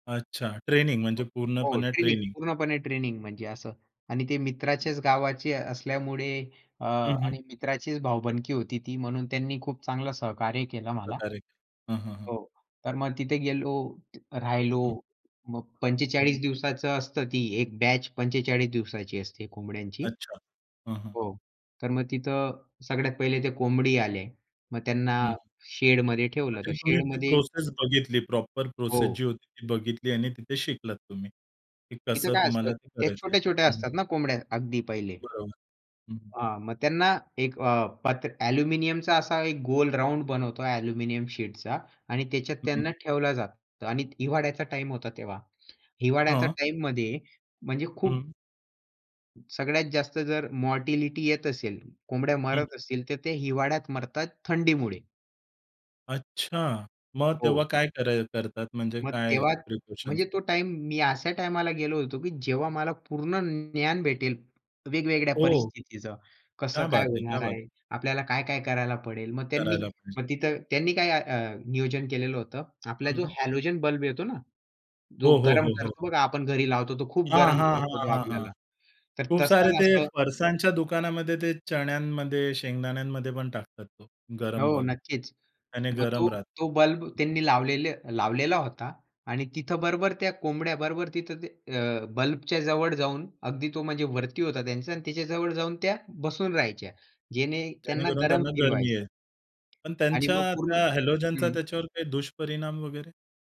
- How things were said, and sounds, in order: tapping; other background noise; unintelligible speech; in English: "प्रॉपर"; in English: "गोल राउंड"; in English: "मॉर्टिलिटी"; in Hindi: "क्या बात है! क्या बात है!"
- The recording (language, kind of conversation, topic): Marathi, podcast, यश मिळवण्यासाठी जोखीम घेणं आवश्यक आहे का?